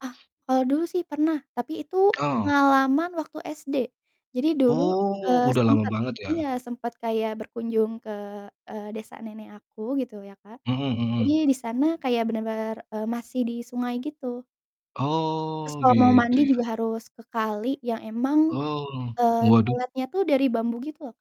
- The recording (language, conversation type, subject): Indonesian, unstructured, Bagaimana sains membantu kehidupan sehari-hari kita?
- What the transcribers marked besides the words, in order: none